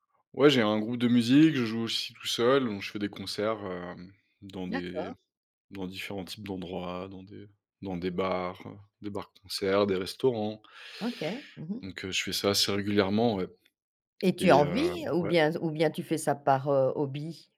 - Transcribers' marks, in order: none
- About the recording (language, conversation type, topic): French, podcast, Comment gères-tu tes notifications au quotidien ?
- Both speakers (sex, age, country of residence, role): female, 60-64, France, host; male, 30-34, France, guest